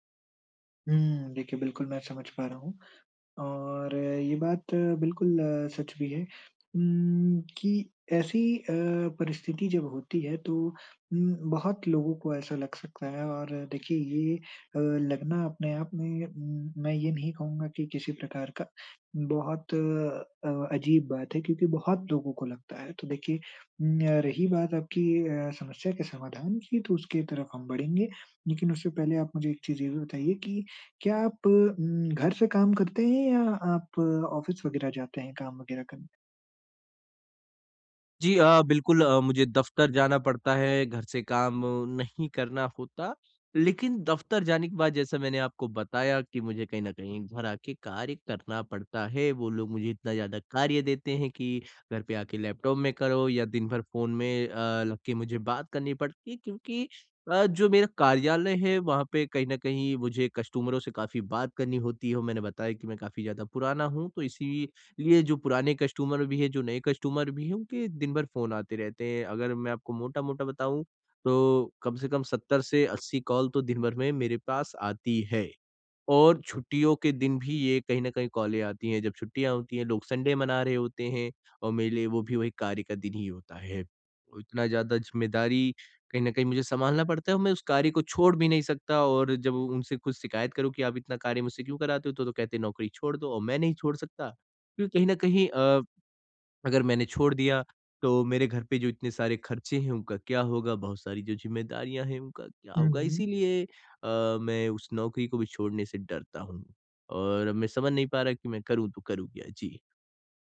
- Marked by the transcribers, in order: in English: "कस्टमर"; in English: "कस्टमर"
- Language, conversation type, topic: Hindi, advice, मैं काम और निजी जीवन में संतुलन कैसे बना सकता/सकती हूँ?